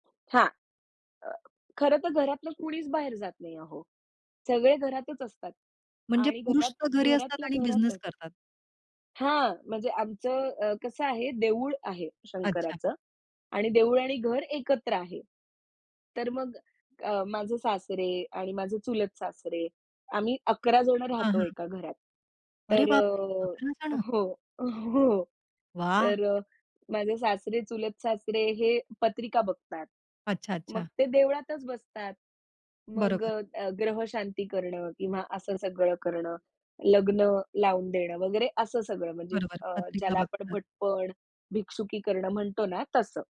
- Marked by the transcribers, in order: tapping; surprised: "अरे बापरे! अकरा जण"
- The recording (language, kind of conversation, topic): Marathi, podcast, कुटुंबाच्या अपेक्षांना सामोरे जाताना तू काय करशील?